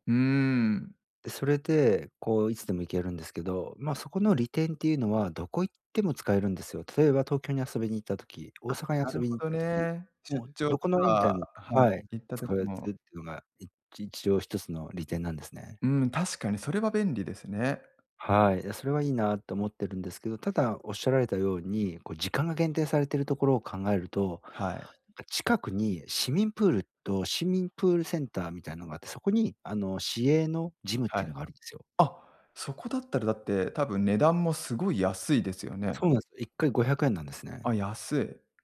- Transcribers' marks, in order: "使える" said as "つかえつ"
- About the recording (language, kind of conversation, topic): Japanese, advice, 運動習慣が長続きしないのはなぜですか？